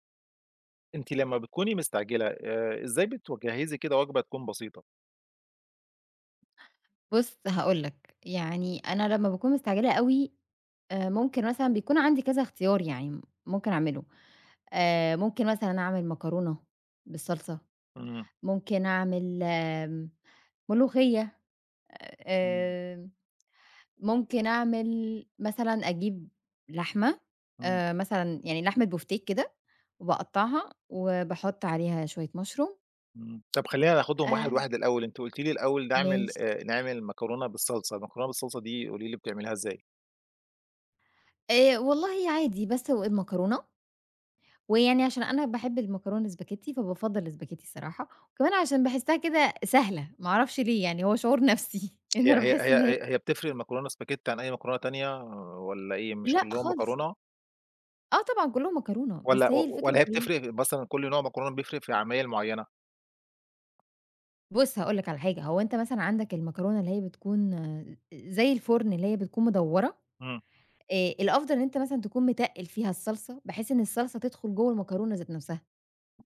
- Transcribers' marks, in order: "بتجهّزي" said as "بتوجهزي"; in English: "مشروم"; tapping
- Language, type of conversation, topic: Arabic, podcast, إزاي بتجهّز وجبة بسيطة بسرعة لما تكون مستعجل؟